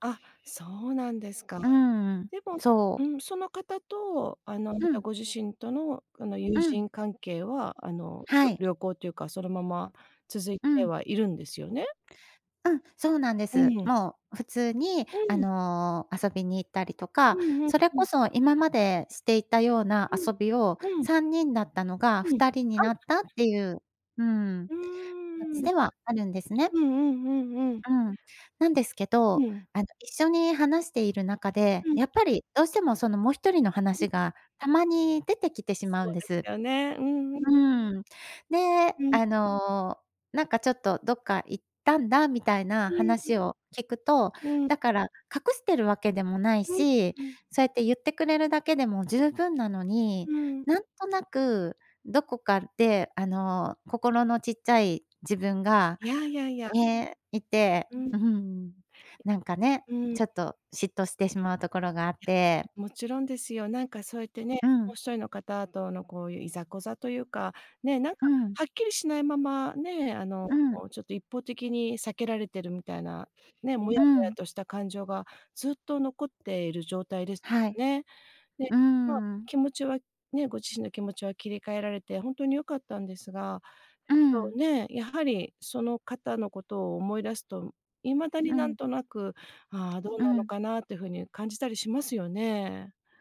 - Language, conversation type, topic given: Japanese, advice, 共通の友人関係をどう維持すればよいか悩んでいますか？
- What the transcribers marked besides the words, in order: unintelligible speech; tapping